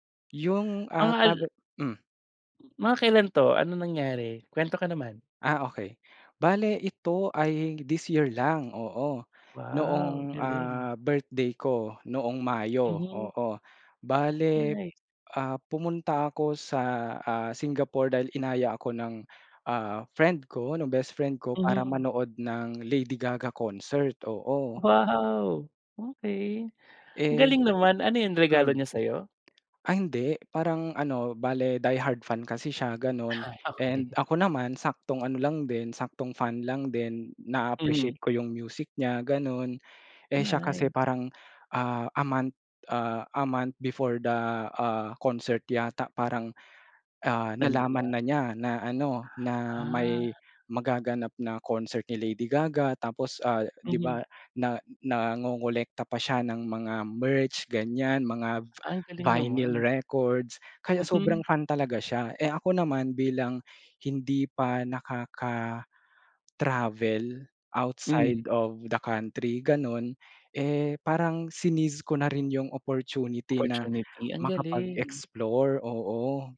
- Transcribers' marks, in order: other background noise; in English: "die-hard fan"; laughing while speaking: "okey"; in English: "a month, ah, a month before the, ah, concert"; drawn out: "Ah"; in English: "merch"; in English: "vinyl records"; in English: "outside of the country"
- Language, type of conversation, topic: Filipino, podcast, Maaari mo bang ikuwento ang paborito mong karanasan sa paglalakbay?